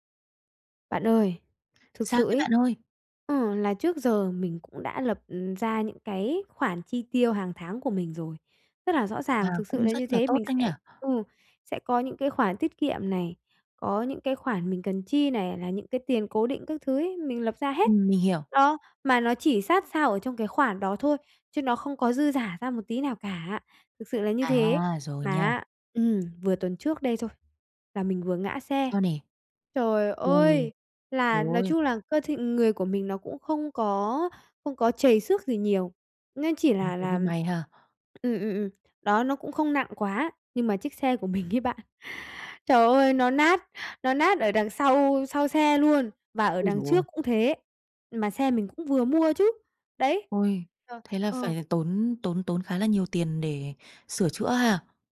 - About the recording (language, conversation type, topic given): Vietnamese, advice, Bạn đã gặp khoản chi khẩn cấp phát sinh nào khiến ngân sách của bạn bị vượt quá dự kiến không?
- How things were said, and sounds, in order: tapping; laughing while speaking: "mình ấy bạn"